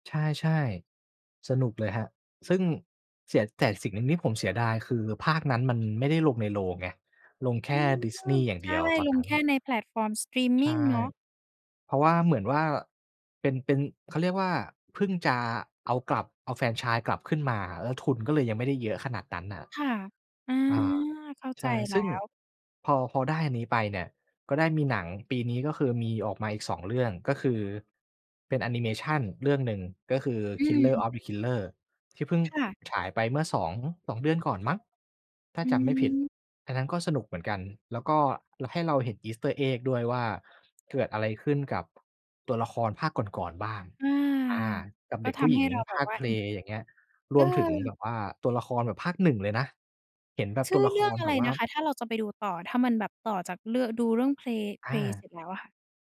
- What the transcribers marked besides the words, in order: tapping; other background noise; in English: "Easter Egg"
- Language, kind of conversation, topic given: Thai, podcast, คุณมองการนำภาพยนตร์เก่ามาสร้างใหม่ในปัจจุบันอย่างไร?